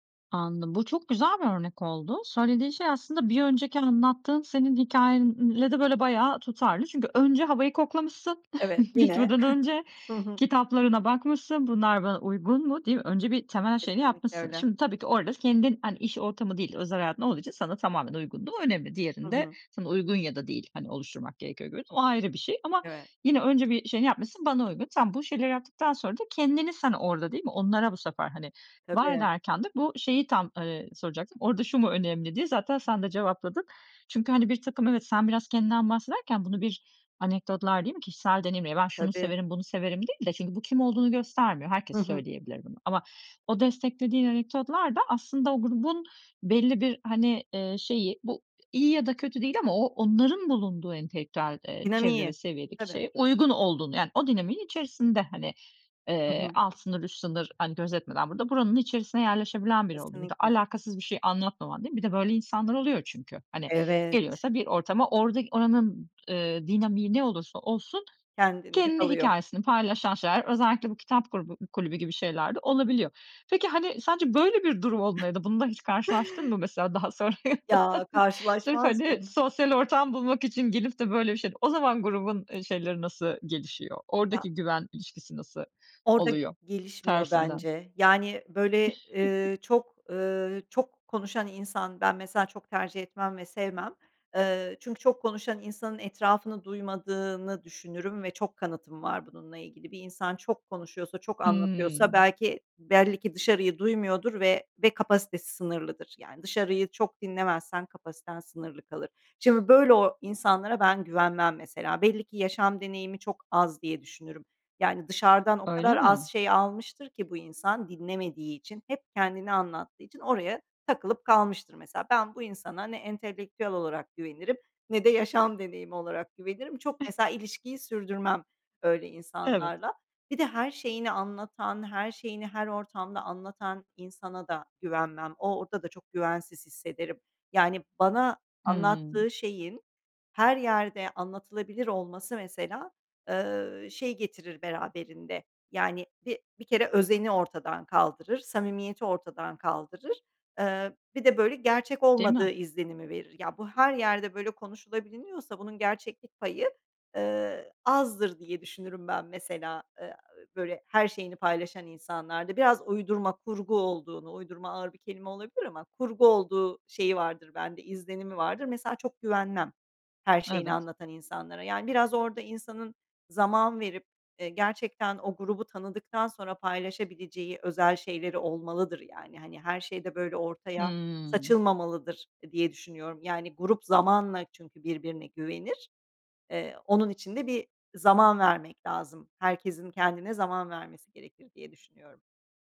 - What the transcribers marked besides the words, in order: chuckle; laughing while speaking: "gitmeden önce"; chuckle; other background noise; chuckle; chuckle; tapping; chuckle; chuckle
- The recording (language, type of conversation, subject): Turkish, podcast, Yeni bir gruba katıldığında güveni nasıl kazanırsın?